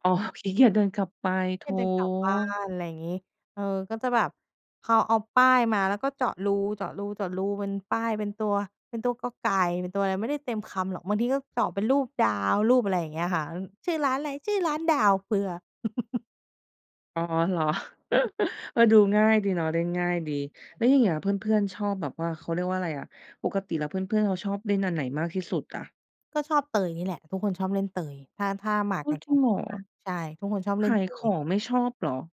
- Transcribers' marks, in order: laughing while speaking: "ขี้เกียจ"; put-on voice: "ชื่อร้านอะไร ? ชื่อร้านดาว"; chuckle; unintelligible speech; surprised: "อ้าว ! จริงเหรอ ?"
- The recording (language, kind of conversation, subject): Thai, podcast, คุณชอบเล่นเกมอะไรในสนามเด็กเล่นมากที่สุด?